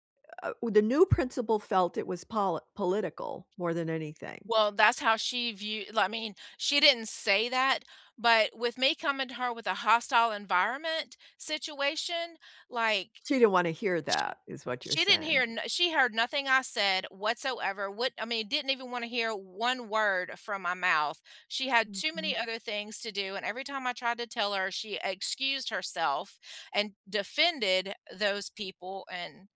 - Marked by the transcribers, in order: tapping
- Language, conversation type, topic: English, unstructured, What’s your take on toxic work environments?
- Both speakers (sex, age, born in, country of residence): female, 50-54, United States, United States; female, 75-79, United States, United States